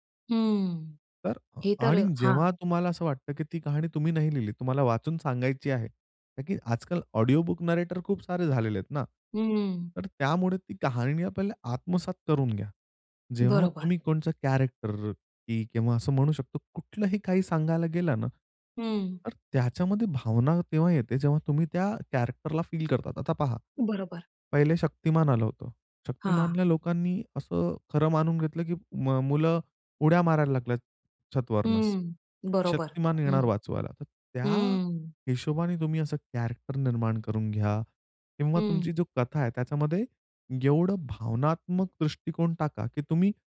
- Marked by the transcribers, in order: in English: "ऑडिओ बुक नरेटर"; in English: "कॅरेक्टर"; in English: "कॅरेक्टरला"; other background noise; in English: "कॅरेक्टर"
- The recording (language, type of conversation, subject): Marathi, podcast, कथा सांगताना समोरच्या व्यक्तीचा विश्वास कसा जिंकतोस?